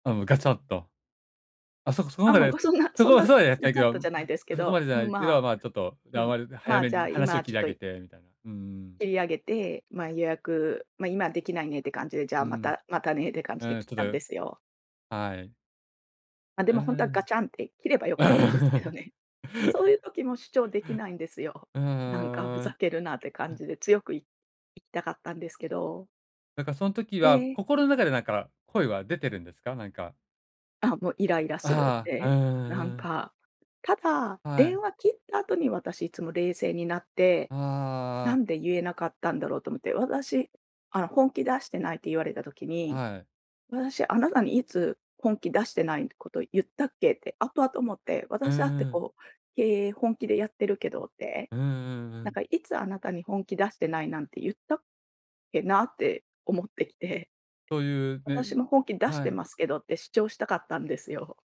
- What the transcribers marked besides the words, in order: laugh
- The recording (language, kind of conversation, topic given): Japanese, advice, 自己肯定感を保ちながら、グループで自分の意見を上手に主張するにはどうすればよいですか？